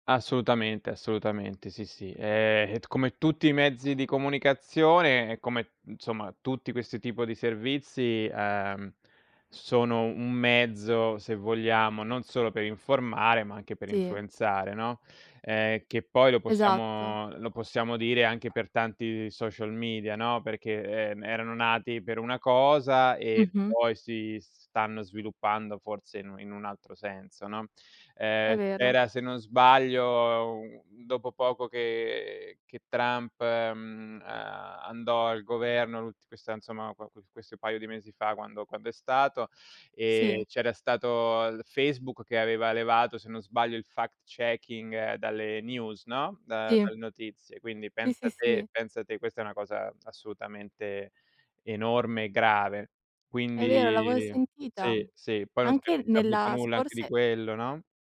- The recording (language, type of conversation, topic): Italian, unstructured, Pensi che la censura possa essere giustificata nelle notizie?
- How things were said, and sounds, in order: other background noise; "insomma" said as "nsomma"; in English: "fact checking"; in English: "news"